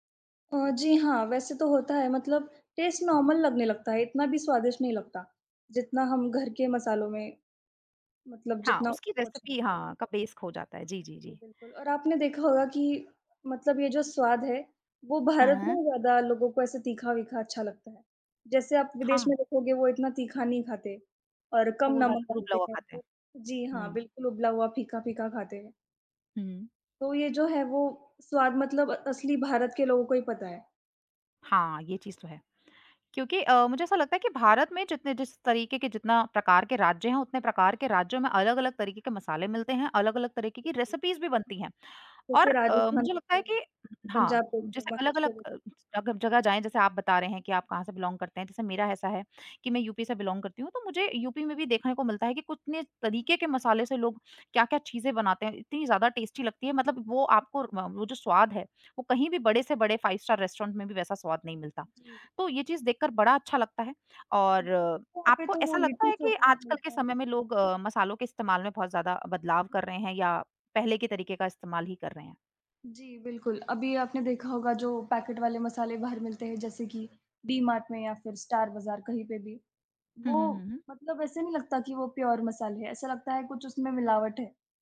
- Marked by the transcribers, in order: in English: "टेस्ट नॉर्मल"; in English: "रेसपी"; in English: "बेस"; in English: "रेसिपीज़"; in English: "बिलॉन्ग"; in English: "बिलॉन्ग"; in English: "टेस्टी"; in English: "फाइव-स्टार रेस्टोरेंट"; in English: "प्योर"
- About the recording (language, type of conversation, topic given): Hindi, unstructured, खाने में मसालों का क्या महत्व होता है?
- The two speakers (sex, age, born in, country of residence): female, 20-24, India, India; female, 25-29, India, India